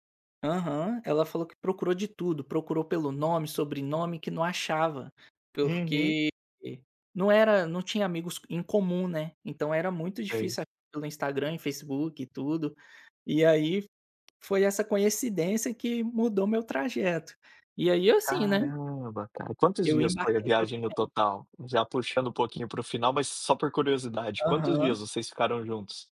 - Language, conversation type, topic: Portuguese, podcast, Teve algum encontro inesperado que mudou sua viagem?
- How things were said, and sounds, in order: none